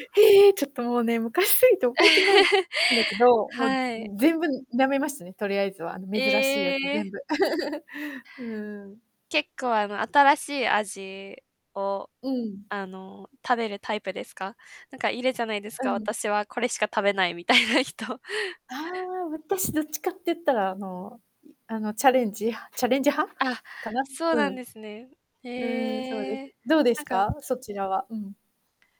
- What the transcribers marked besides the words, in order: laugh; distorted speech; chuckle; laughing while speaking: "みたいな人"
- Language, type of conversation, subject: Japanese, unstructured, 食べ物にまつわる子どもの頃の思い出を教えてください。?